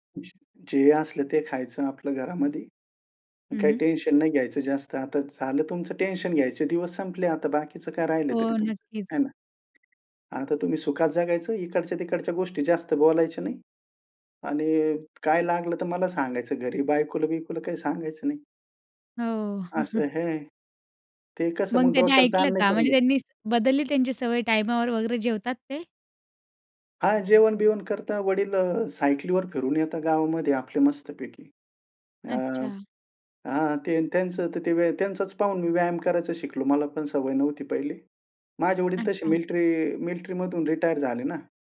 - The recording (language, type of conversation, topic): Marathi, podcast, कुटुंबात निरोगी सवयी कशा रुजवता?
- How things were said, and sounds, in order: other noise; tapping; other background noise; chuckle